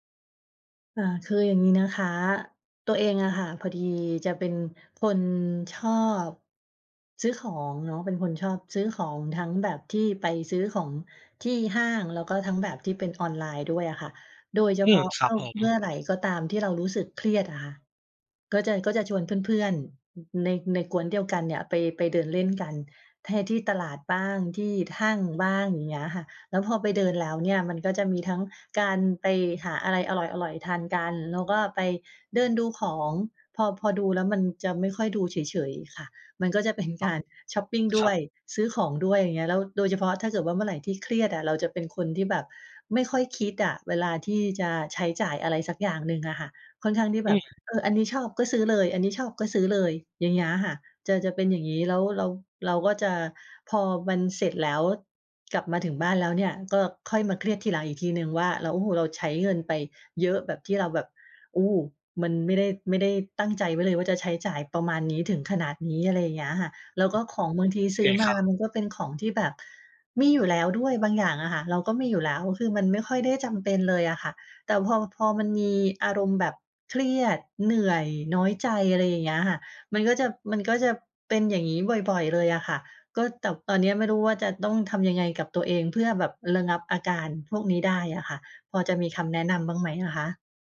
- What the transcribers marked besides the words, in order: other noise
- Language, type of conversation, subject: Thai, advice, เมื่อเครียด คุณเคยเผลอใช้จ่ายแบบหุนหันพลันแล่นไหม?